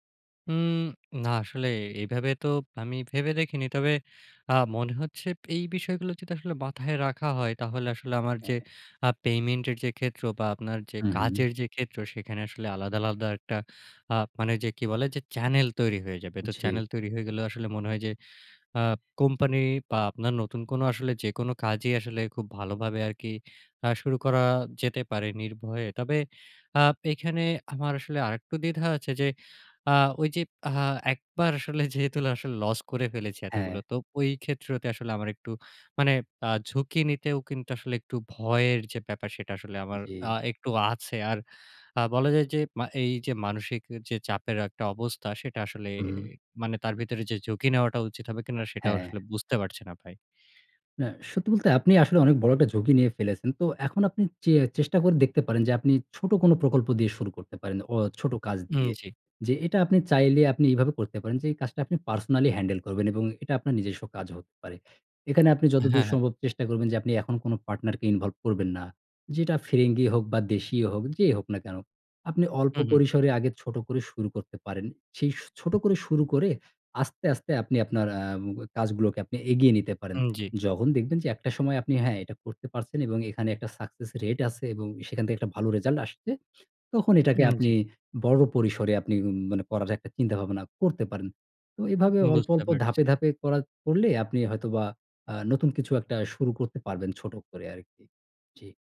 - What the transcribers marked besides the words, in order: in English: "চ্যানেল"; in English: "চ্যানেল"; laughing while speaking: "যেহেতু আসলে"; in English: "পার্সোনালি হ্যান্ডেল"; in English: "ইনভলভ"; in English: "সাকসেস রেট"
- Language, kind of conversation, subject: Bengali, advice, আপনি বড় প্রকল্প বারবার টালতে টালতে কীভাবে শেষ পর্যন্ত অনুপ্রেরণা হারিয়ে ফেলেন?